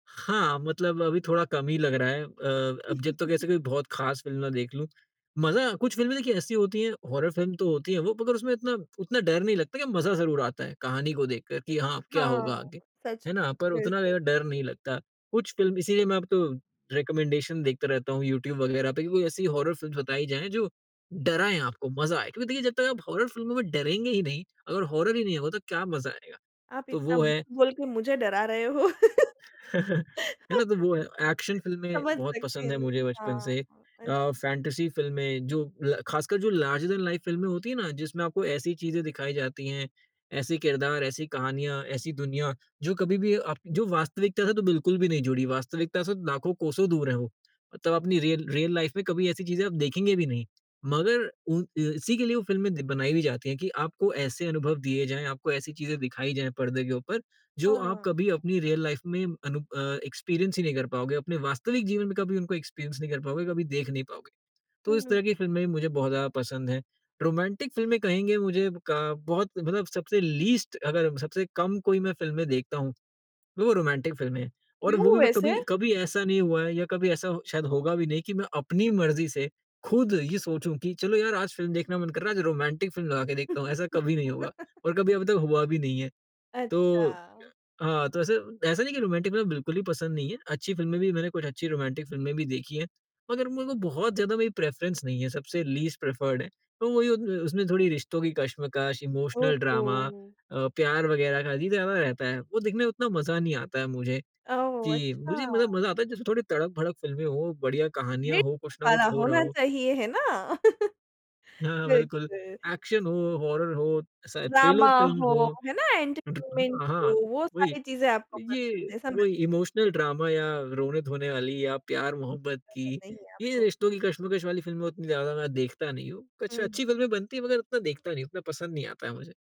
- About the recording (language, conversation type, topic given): Hindi, podcast, आपके अनुसार किताबें ज़्यादा गहरा असर डालती हैं या फिल्में?
- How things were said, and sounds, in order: chuckle; in English: "हॉरर"; in English: "रिकमेंडेशन"; in English: "हॉरर फ़िल्म्स"; in English: "हॉरर"; in English: "हॉरर"; chuckle; in English: "एक्शन"; laugh; laughing while speaking: "समझ सकती हूँ"; in English: "फैंटेसी"; in English: "लार्जर देन लाइफ"; in English: "रियल रियल लाइफ"; in English: "रियल लाइफ"; in English: "एक्सपीरियंस"; in English: "एक्सपीरियंस"; in English: "रोमांटिक"; in English: "लीस्ट"; in English: "रोमांटिक"; in English: "रोमांटिक"; laugh; in English: "रोमांटिक"; in English: "रोमांटिक"; in English: "प्रेफरेंस"; in English: "लीस्ट प्रिफर्ड"; in English: "इमोशनल ड्रामा"; chuckle; in English: "एक्शन"; in English: "हॉरर"; in English: "थ्रिलर फ़िल्म्स"; in English: "इमोशनल ड्रामा"; unintelligible speech; in English: "एंटरटेनमेंट"; in English: "इमोशनल ड्रामा"